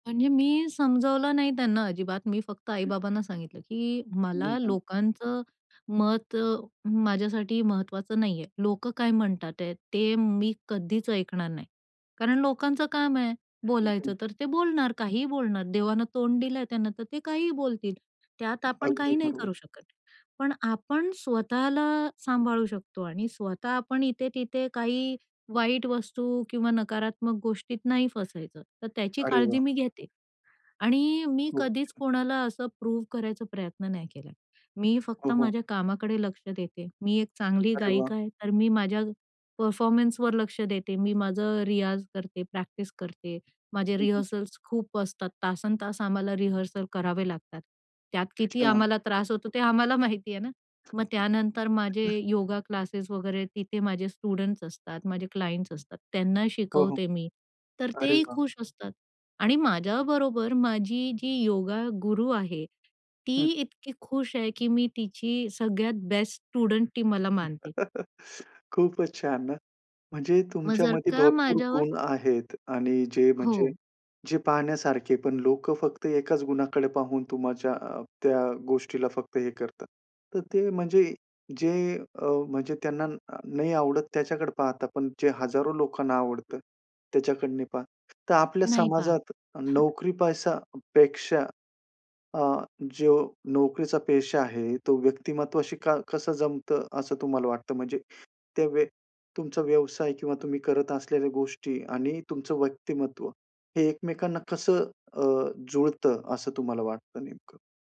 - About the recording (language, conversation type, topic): Marathi, podcast, लोक तुमच्या कामावरून तुमच्याबद्दल काय समजतात?
- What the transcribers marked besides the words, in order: other background noise; in English: "परफॉर्मन्सवर"; in English: "रिहर्सल्स"; in English: "रिहर्सल"; unintelligible speech; in English: "स्टुडंट्स"; in English: "क्लायंट्स"; tapping; in English: "स्टुडंट"; chuckle; "तुमच्या" said as "तुम्हाच्या"; chuckle